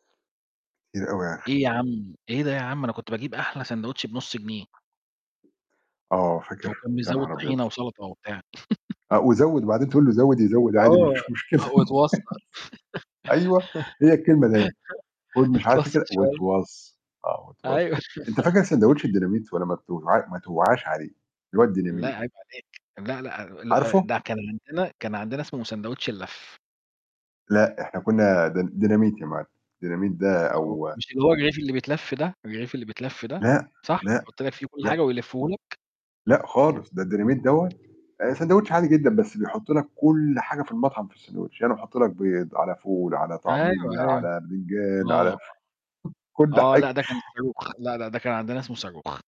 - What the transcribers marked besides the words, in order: other background noise; tapping; chuckle; laugh; chuckle; laughing while speaking: "اتوصّى شوية"; laugh; distorted speech; static; chuckle; laughing while speaking: "كلّ حاجة"
- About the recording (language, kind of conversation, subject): Arabic, unstructured, إيه رأيك في دور الست في المجتمع دلوقتي؟